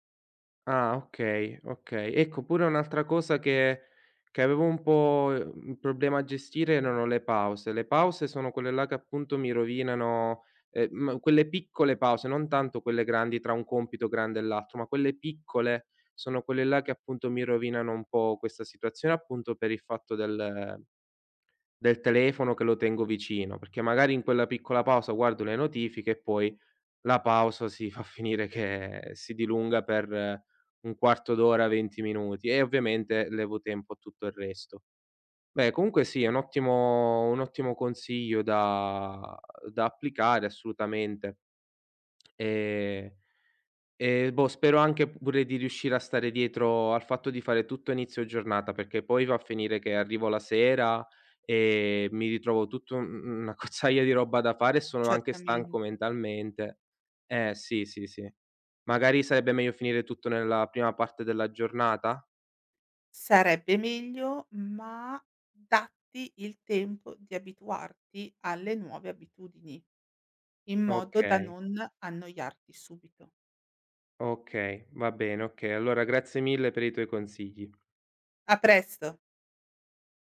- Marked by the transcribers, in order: tapping; laughing while speaking: "un'accozzaglia"; other background noise
- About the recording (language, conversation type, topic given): Italian, advice, Perché continuo a procrastinare su compiti importanti anche quando ho tempo disponibile?